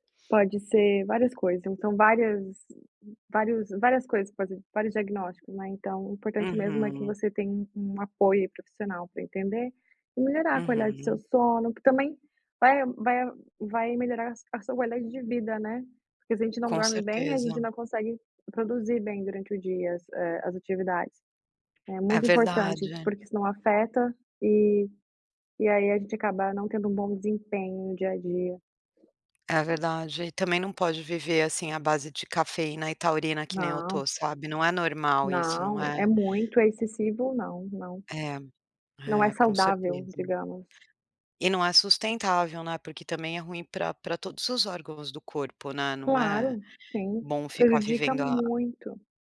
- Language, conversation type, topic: Portuguese, advice, Como a sonolência excessiva durante o dia está atrapalhando seu trabalho?
- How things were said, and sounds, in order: other background noise